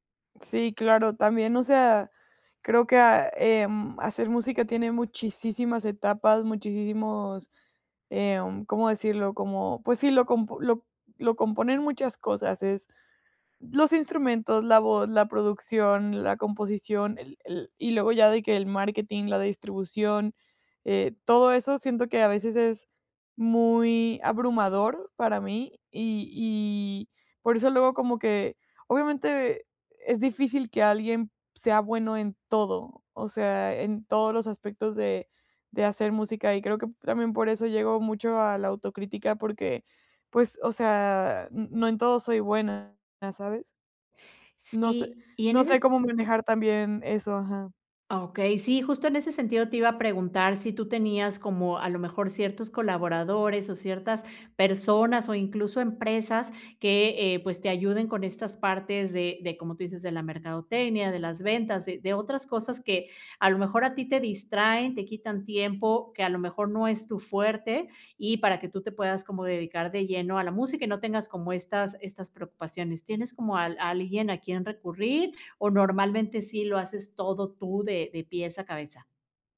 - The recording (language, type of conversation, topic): Spanish, advice, ¿Por qué sigo repitiendo un patrón de autocrítica por cosas pequeñas?
- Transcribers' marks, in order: other background noise; tapping